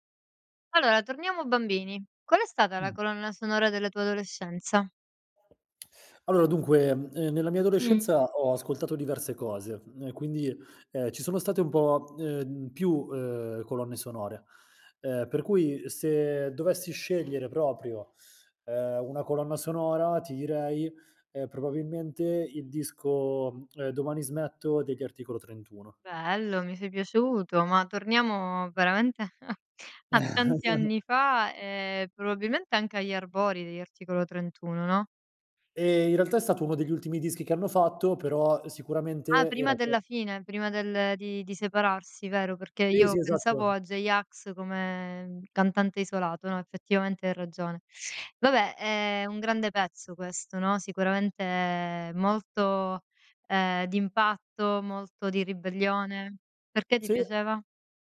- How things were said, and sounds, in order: "Allora" said as "Alloa"; "proprio" said as "propio"; chuckle; "albori" said as "arbori"; inhale
- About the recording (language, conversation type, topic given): Italian, podcast, Qual è la colonna sonora della tua adolescenza?